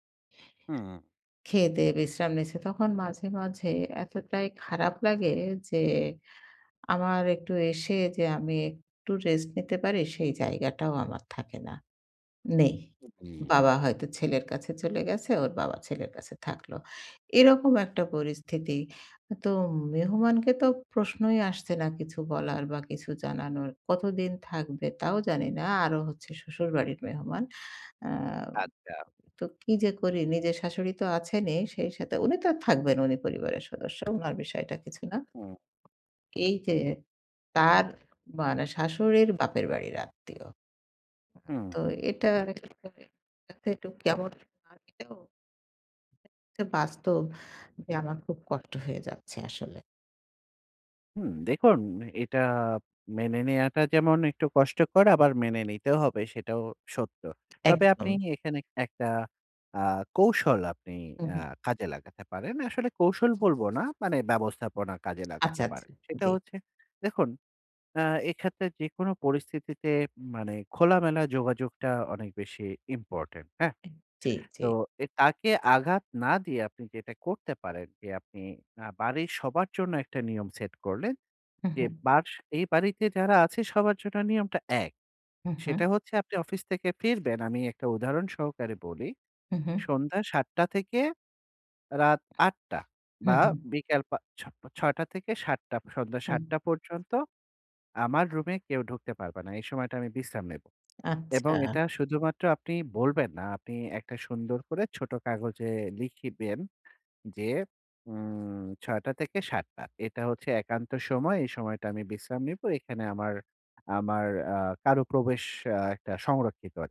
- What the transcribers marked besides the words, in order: unintelligible speech
- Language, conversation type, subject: Bengali, advice, বাড়িতে কীভাবে শান্তভাবে আরাম করে বিশ্রাম নিতে পারি?